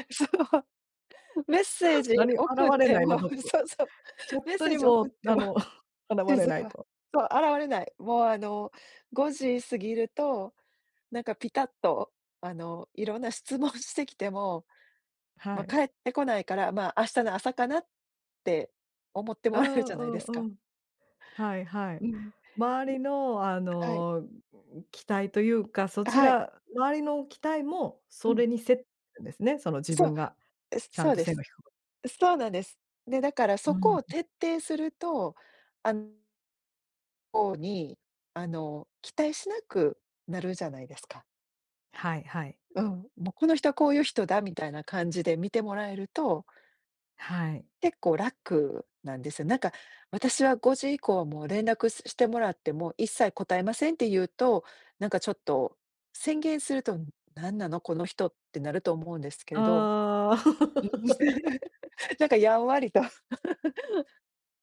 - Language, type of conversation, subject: Japanese, podcast, 仕事と私生活の境界はどのように引いていますか？
- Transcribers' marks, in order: laughing while speaking: "そう"; laugh; laugh